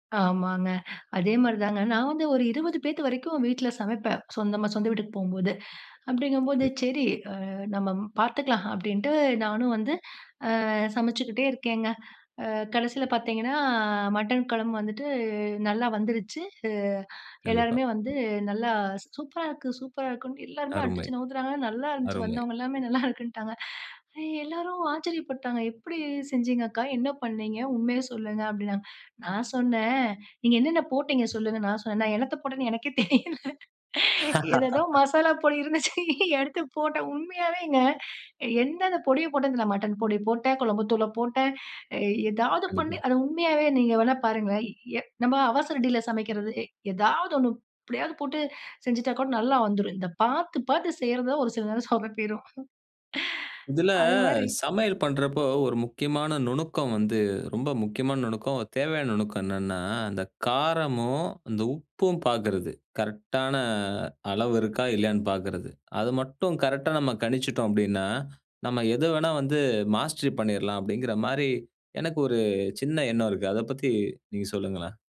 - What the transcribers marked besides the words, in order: in English: "சூப்பரா"; in English: "சூப்பரா"; laughing while speaking: "நல்லாருக்குன்ட்டாங்க"; laughing while speaking: "நான் என்னத்த போட்டேன்னு எனக்கே தெரியல, ஏதேதோ மசாலா பொடி இருந்துச்சு, எடுத்து போட்டேன். உண்மையாவேங்க"; laugh; laughing while speaking: "சில நேரம் சொதப்பிரும். அது மாரி"; drawn out: "இதுல"; other background noise; in English: "கரெக்ட்டான"; in English: "கரெக்ட்டா"; in English: "மாஸ்டரி"
- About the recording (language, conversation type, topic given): Tamil, podcast, ஒரு குடும்பம் சார்ந்த ருசியான சமையல் நினைவு அல்லது கதையைப் பகிர்ந்து சொல்ல முடியுமா?